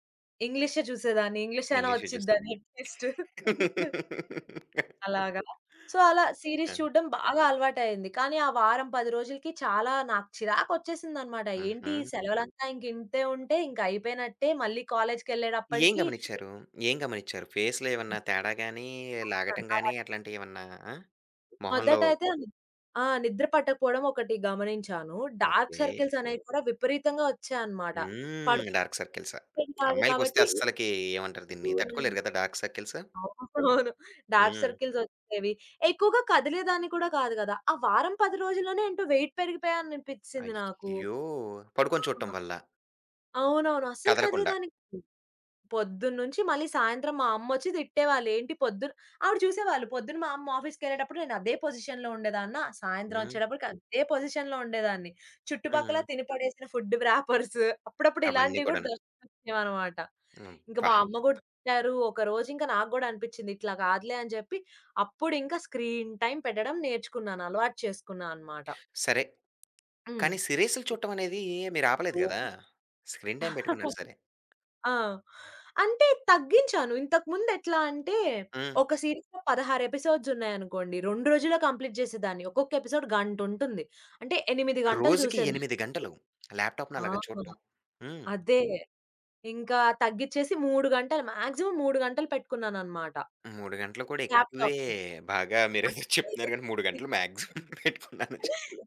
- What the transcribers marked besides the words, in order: other background noise; in English: "అట్‌లీస్ట్"; giggle; in English: "సో"; in English: "సీరీస్"; giggle; tapping; in English: "ఫేస్‌లో"; unintelligible speech; in English: "డార్క్ సర్కిల్స్"; drawn out: "హ్మ్"; laughing while speaking: "అవునవును"; in English: "డార్క్ సర్కిల్స్"; in English: "వెయిట్"; in English: "పొజిషన్‌లో"; in English: "పొజిషన్‌లో"; laughing while speaking: "వ్రాపర్సు"; in English: "స్క్రీన్ టైమ్"; in English: "స్క్రీన్ టైమ్"; chuckle; in English: "సీరీస్‌లో"; in English: "ఎపిసోడ్స్"; in English: "కంప్లీట్"; in English: "ల్యాప్‌టాప్‌నలాగా"; in English: "ఎపిసోడ్"; in English: "మాక్సిమమ్"; laughing while speaking: "మీరేదో చెప్తున్నారు గాని"; in English: "ల్యాప్‌టాప్"; laughing while speaking: "మాక్సిమమ్ పెట్టుకున్నానని చెప్"; in English: "మాక్సిమమ్"; unintelligible speech
- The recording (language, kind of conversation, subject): Telugu, podcast, మీ స్క్రీన్ టైమ్‌ను నియంత్రించడానికి మీరు ఎలాంటి పరిమితులు లేదా నియమాలు పాటిస్తారు?